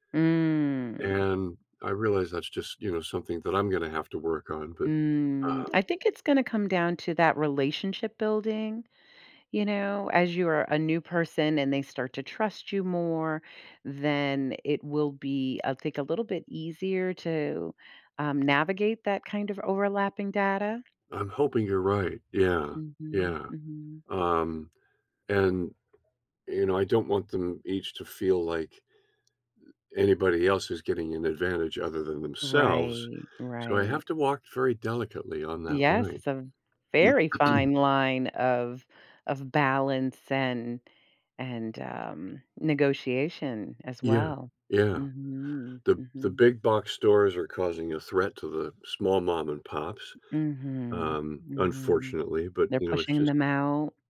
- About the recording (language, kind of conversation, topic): English, advice, How can I get a promotion?
- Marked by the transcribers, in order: drawn out: "Mm"; drawn out: "Mm"; tapping; other background noise; throat clearing